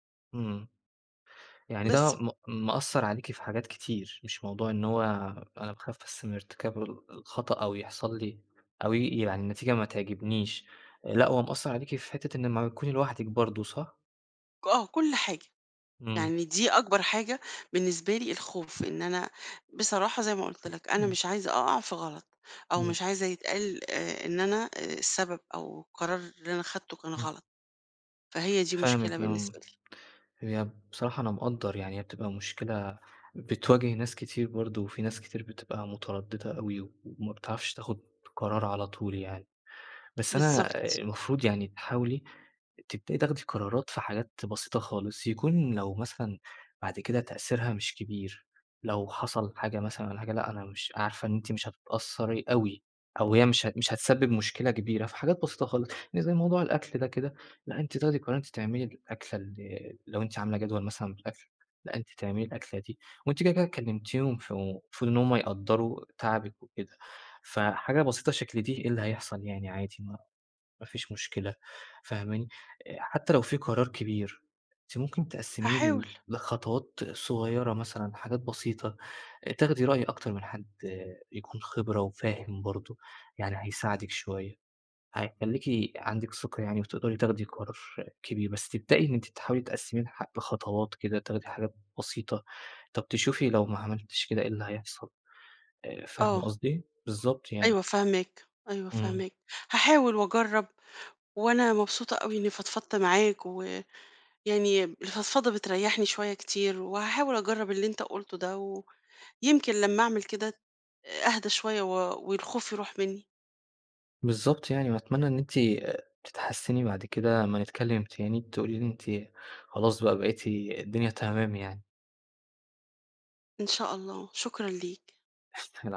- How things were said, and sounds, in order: tapping; other noise; chuckle
- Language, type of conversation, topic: Arabic, advice, إزاي أتجنب إني أأجل قرار كبير عشان خايف أغلط؟